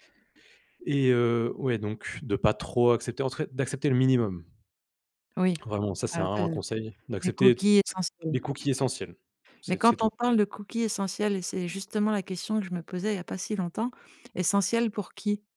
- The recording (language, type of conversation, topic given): French, podcast, Comment la vie privée peut-elle résister à l’exploitation de nos données personnelles ?
- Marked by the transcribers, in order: none